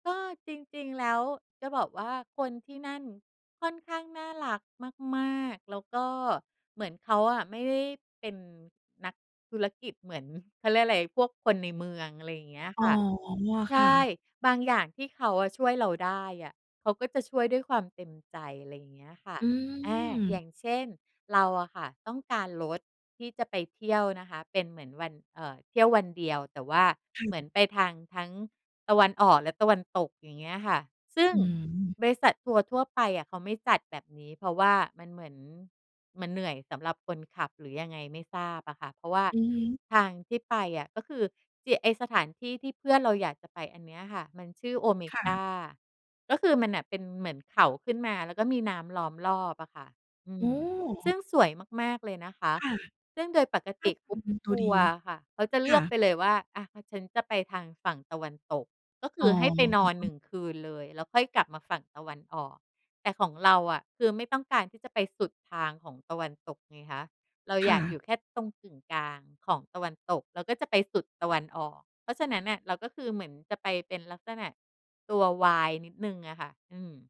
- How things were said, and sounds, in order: unintelligible speech
- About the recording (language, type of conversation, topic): Thai, podcast, การเดินทางแบบเนิบช้าทำให้คุณมองเห็นอะไรได้มากขึ้น?